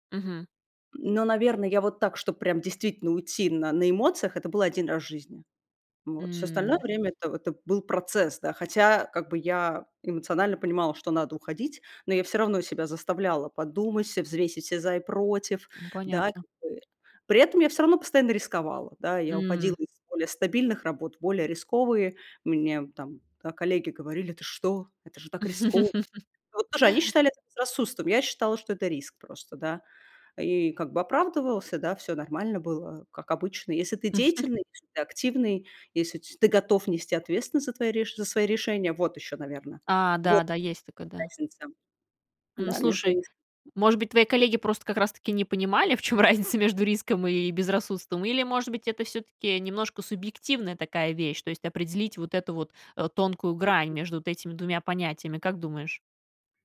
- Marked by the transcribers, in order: drawn out: "М"; tapping; put-on voice: "Ты что? Это же так рисково"; chuckle; chuckle; other background noise; unintelligible speech; laughing while speaking: "в чем разница"
- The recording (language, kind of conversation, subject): Russian, podcast, Как ты отличаешь риск от безрассудства?